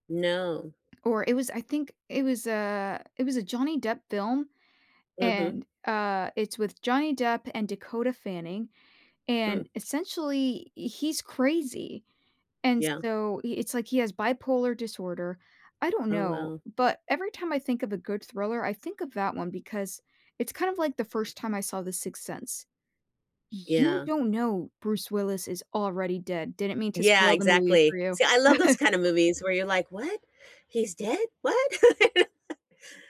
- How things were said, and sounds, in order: tapping; chuckle; other background noise; laugh
- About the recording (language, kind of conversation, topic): English, unstructured, What movie marathon suits friends' night and how would each friend contribute?